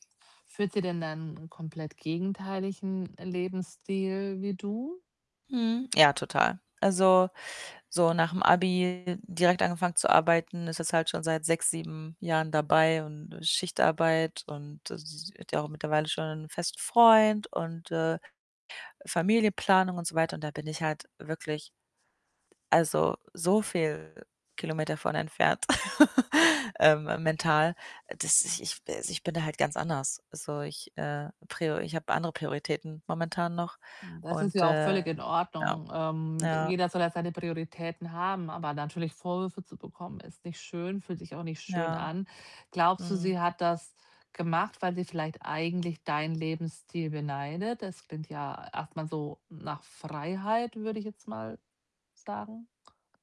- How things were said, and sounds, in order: other background noise; distorted speech; laugh
- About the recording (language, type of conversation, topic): German, advice, Wie gehe ich damit um, wenn meine Freundschaft immer weiter auseinandergeht?